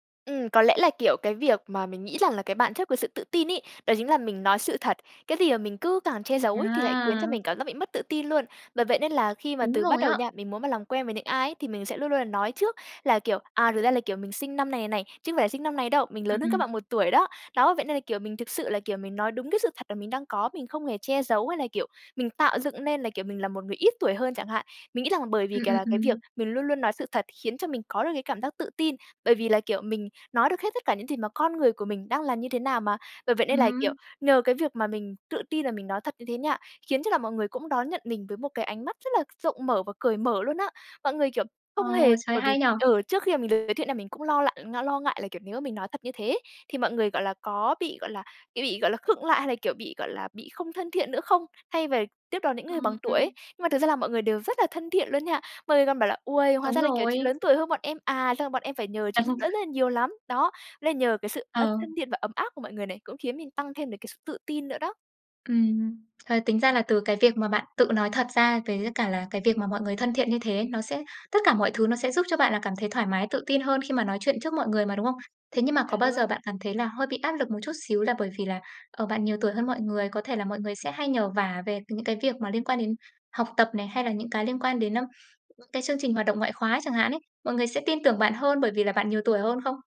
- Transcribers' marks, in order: tapping; chuckle; other background noise
- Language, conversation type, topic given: Vietnamese, podcast, Bạn có cách nào để bớt ngại hoặc xấu hổ khi phải học lại trước mặt người khác?